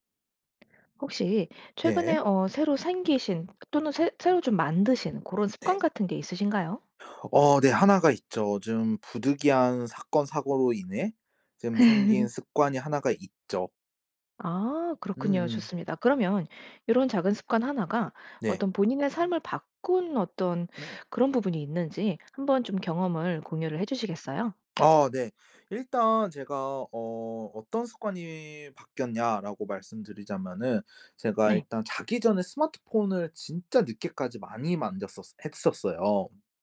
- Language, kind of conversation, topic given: Korean, podcast, 작은 습관 하나가 삶을 바꾼 적이 있나요?
- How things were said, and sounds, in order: laugh; other background noise